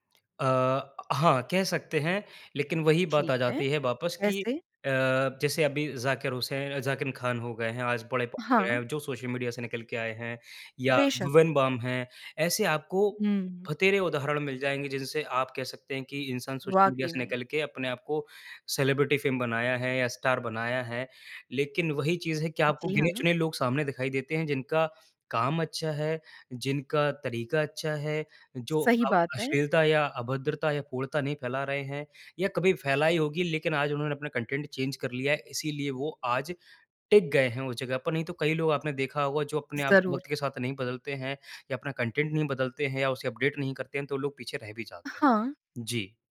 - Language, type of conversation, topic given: Hindi, podcast, सोशल मीडिया ने सेलिब्रिटी संस्कृति को कैसे बदला है, आपके विचार क्या हैं?
- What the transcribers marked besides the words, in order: in English: "पोपुलर"; in English: "सेलिब्रिटी फ़ेम"; in English: "स्टार"; in English: "कंटेन्ट चेंज"; in English: "कंटेन्ट"; in English: "अपडेट"